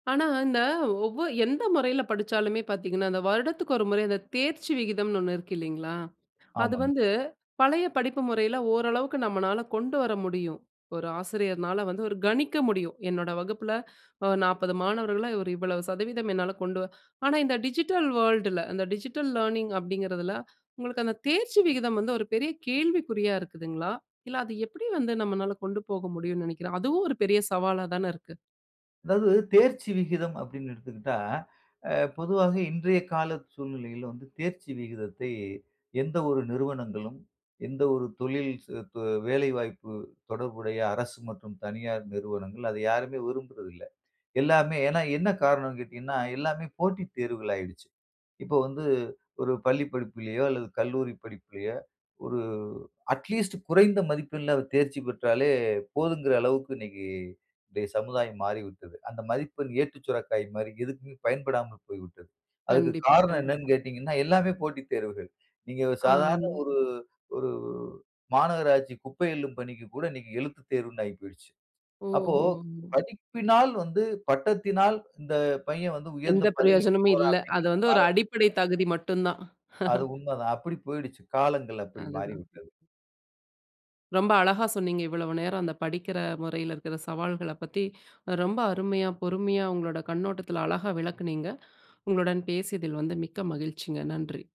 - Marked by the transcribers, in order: in English: "டிஜிட்டல் வேர்ல்டுல"; in English: "லேர்னிங்"; in English: "அட்லீஸ்ட்"; unintelligible speech; laugh; other noise
- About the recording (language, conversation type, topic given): Tamil, podcast, பழைய படிப்பு முறையை மாற்றும்போது நீங்கள் எதிர்கொண்ட முக்கிய சவால் என்ன?